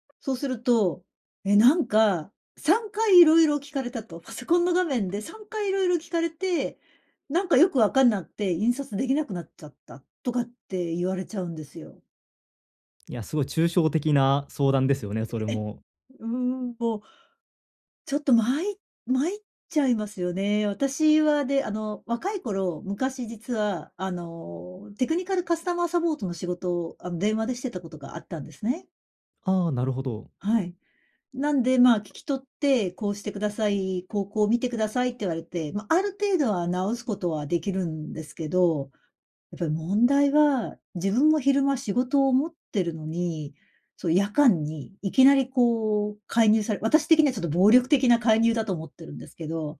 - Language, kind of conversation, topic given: Japanese, advice, 他者の期待と自己ケアを両立するには、どうすればよいですか？
- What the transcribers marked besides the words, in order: none